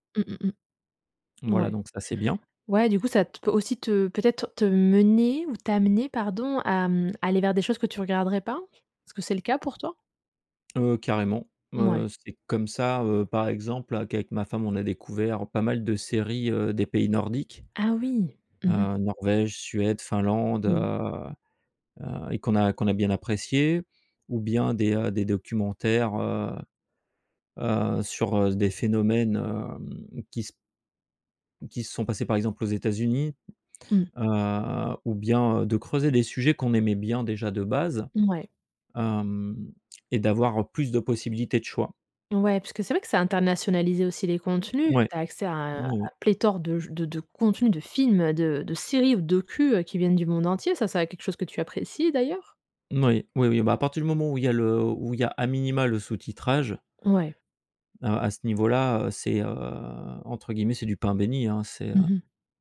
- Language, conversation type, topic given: French, podcast, Comment le streaming a-t-il transformé le cinéma et la télévision ?
- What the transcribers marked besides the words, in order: stressed: "carrément"; other background noise; stressed: "films"; stressed: "séries"